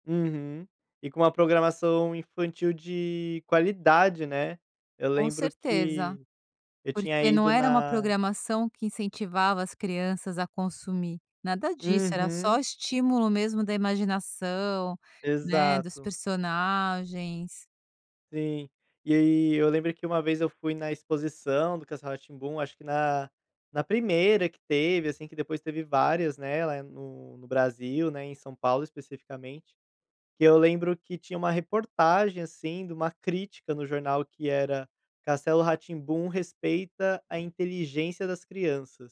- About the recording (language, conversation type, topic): Portuguese, podcast, Qual programa da sua infância sempre te dá saudade?
- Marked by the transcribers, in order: none